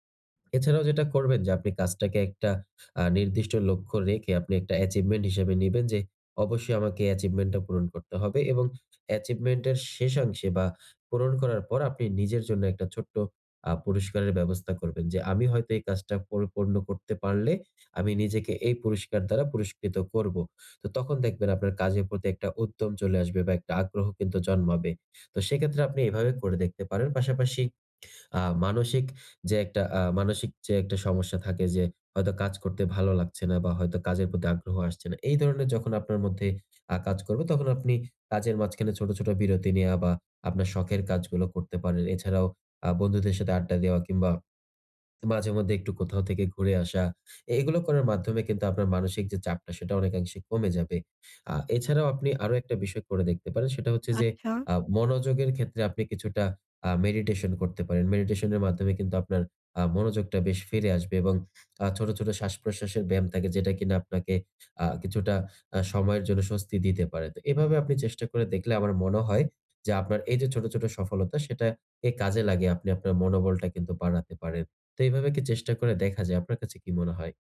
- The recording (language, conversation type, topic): Bengali, advice, আমি কীভাবে ছোট সাফল্য কাজে লাগিয়ে মনোবল ফিরিয়ে আনব
- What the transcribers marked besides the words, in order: in English: "achievement"; in English: "achievement"; in English: "achievement"